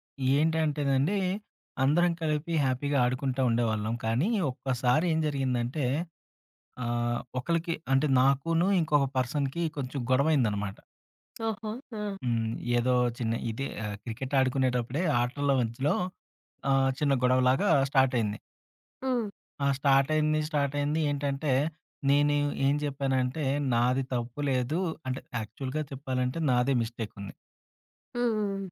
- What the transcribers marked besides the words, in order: in English: "హ్యాపీగా"; in English: "పర్సన్‌కి"; tapping; in English: "యాక్చువల్‌గా"
- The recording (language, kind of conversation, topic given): Telugu, podcast, చిన్న అబద్ధాల గురించి నీ అభిప్రాయం ఏంటి?